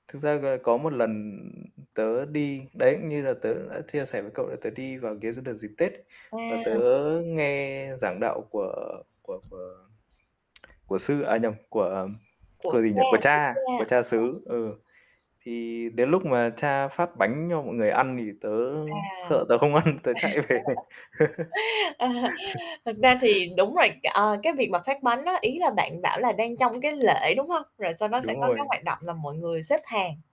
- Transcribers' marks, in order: tapping; static; distorted speech; tsk; unintelligible speech; other background noise; laugh; laughing while speaking: "không ăn"; chuckle; laughing while speaking: "về"; laugh
- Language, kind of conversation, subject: Vietnamese, unstructured, Bạn cảm thấy thế nào khi đi chùa hoặc nhà thờ cùng gia đình?